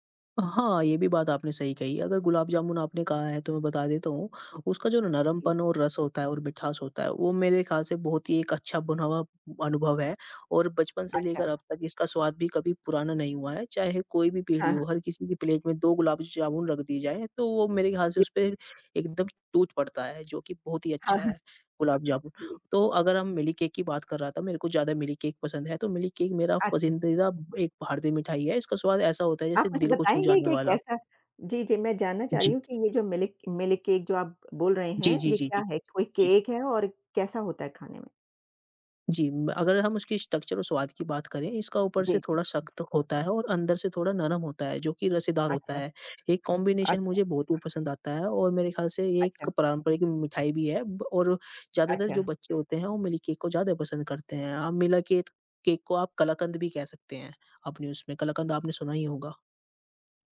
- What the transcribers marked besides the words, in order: other background noise; in English: "प्लेट"; other noise; in English: "स्ट्रक्चर"; in English: "कॉम्बिनेशन"
- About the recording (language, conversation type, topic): Hindi, unstructured, कौन-सा भारतीय व्यंजन आपको सबसे ज़्यादा पसंद है?